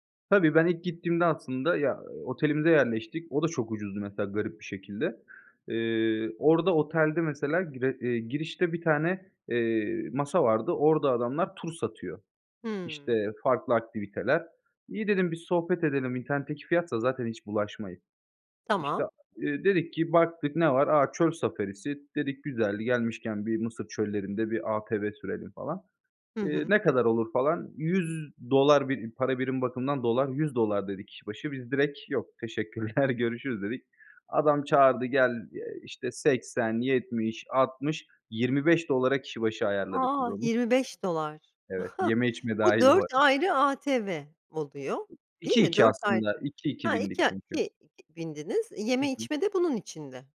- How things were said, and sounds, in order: laughing while speaking: "teşekkürler"; scoff; other background noise
- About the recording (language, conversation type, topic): Turkish, podcast, Bana unutamadığın bir deneyimini anlatır mısın?